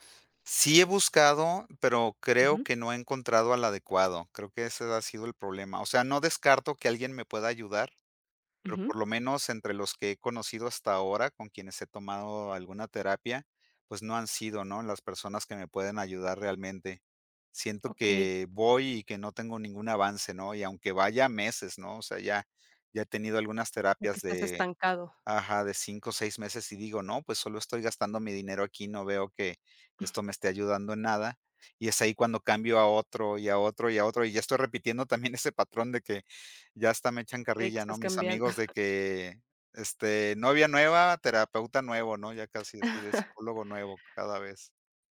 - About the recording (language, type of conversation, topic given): Spanish, advice, ¿Por qué repito relaciones románticas dañinas?
- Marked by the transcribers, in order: tapping; other noise; laughing while speaking: "ese"; chuckle; chuckle